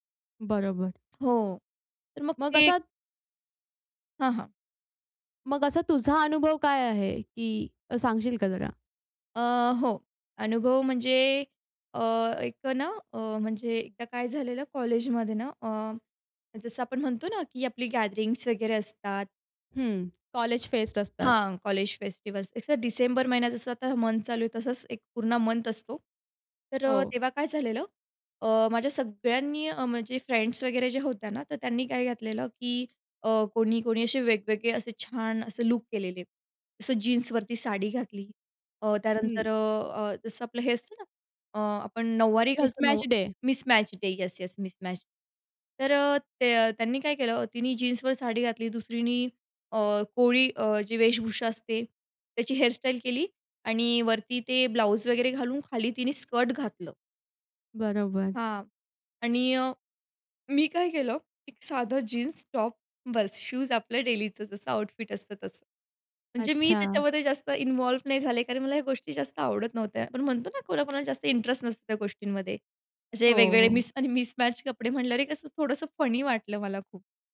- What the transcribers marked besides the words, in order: in English: "फेस्ट"; in English: "फेस्टिवल्स. इट्स अ"; in English: "फ्रेंड्स"; tapping; in English: "मिसमैच डे"; in English: "मिसमॅच डे"; in English: "मिसमॅच"; in English: "टॉप"; in English: "डेलीचं"; in English: "आउटफिट"; in English: "इन्व्हॉल्व"; in English: "इंटरेस्ट"; laughing while speaking: "मिस आणि मिसमॅच कपडे"; in English: "मिसमॅच"; in English: "फनी"
- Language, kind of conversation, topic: Marathi, podcast, कुठले पोशाख तुम्हाला आत्मविश्वास देतात?